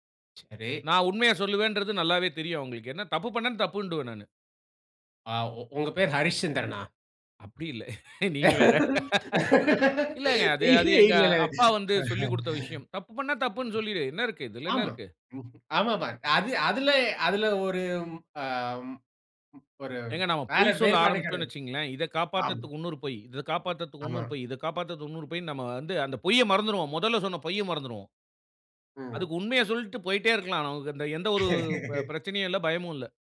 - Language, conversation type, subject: Tamil, podcast, உங்கள் வாழ்க்கையில் காலம் சேர்ந்தது என்று உணர்ந்த தருணம் எது?
- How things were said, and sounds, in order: laugh; laughing while speaking: "நீங்க வேற"; laugh; tapping; other background noise; laugh